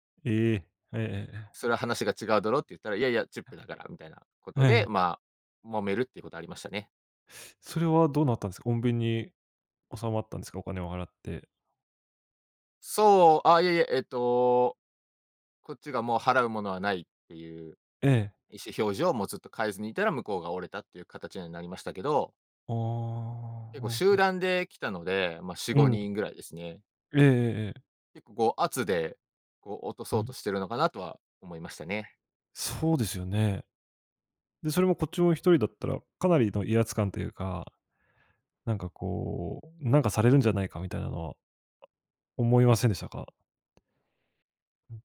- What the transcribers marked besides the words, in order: other background noise; other noise; unintelligible speech
- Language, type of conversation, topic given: Japanese, podcast, 初めての一人旅で学んだことは何ですか？